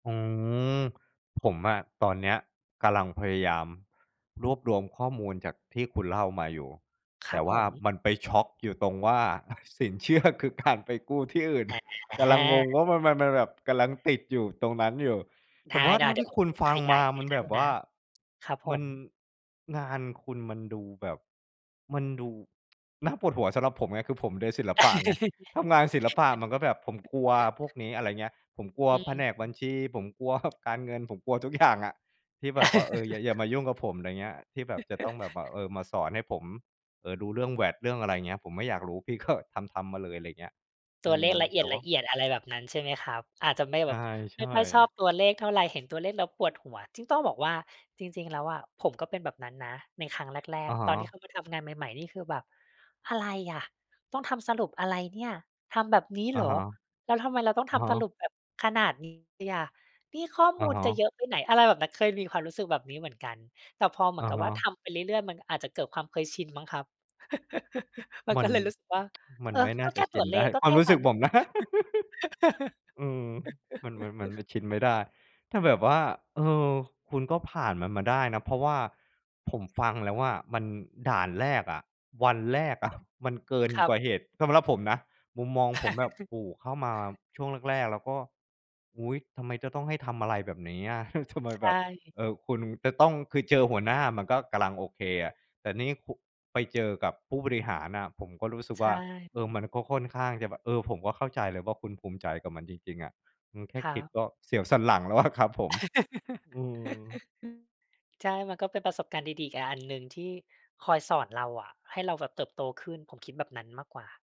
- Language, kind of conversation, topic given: Thai, podcast, คุณช่วยเล่าเรื่องการทำงานเป็นทีมที่คุณภูมิใจให้ฟังหน่อยได้ไหม?
- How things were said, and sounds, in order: laughing while speaking: "สินเชื่อคือการไปกู้ที่อื่น"; joyful: "กําลังงงว่ามัน มัน มันแบบ กําลังติดอยู่ตรงนั้นอยู่"; other background noise; tsk; laugh; chuckle; laughing while speaking: "ทุกอย่างอะ"; laugh; chuckle; laughing while speaking: "ก็"; put-on voice: "อะไรอะ ต้องทำสรุปอะไรเนี่ย ทำแบบนี้เหร … อะ นี่ข้อมูลจะเยอะไปไหน ?"; tsk; laughing while speaking: "ได้"; laugh; joyful: "เออ ก็แค่ตัวเลข ก็แค่นั้น"; laugh; laughing while speaking: "อะ"; laugh; laughing while speaking: "เฮ้ย ทำไมแบบ"; laugh; laughing while speaking: "อะ"